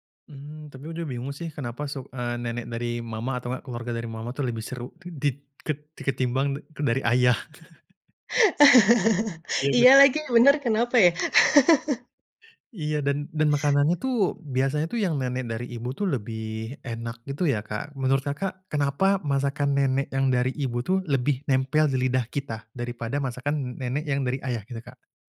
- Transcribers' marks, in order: chuckle; laugh; laugh
- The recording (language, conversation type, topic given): Indonesian, podcast, Ceritakan pengalaman memasak bersama nenek atau kakek dan apakah ada ritual yang berkesan?